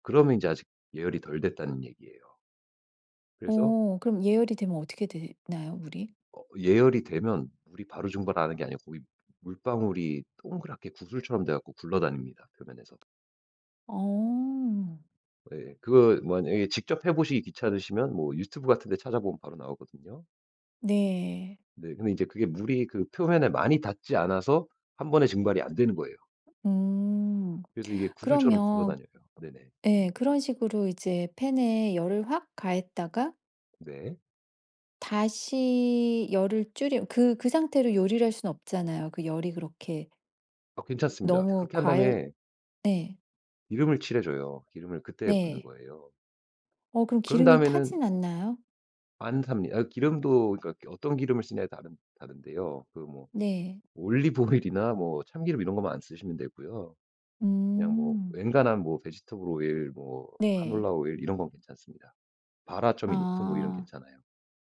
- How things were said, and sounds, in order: other background noise; laughing while speaking: "오일이나"; in English: "베지터블"
- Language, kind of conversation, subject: Korean, podcast, 냉장고에 남은 재료로 무엇을 만들 수 있을까요?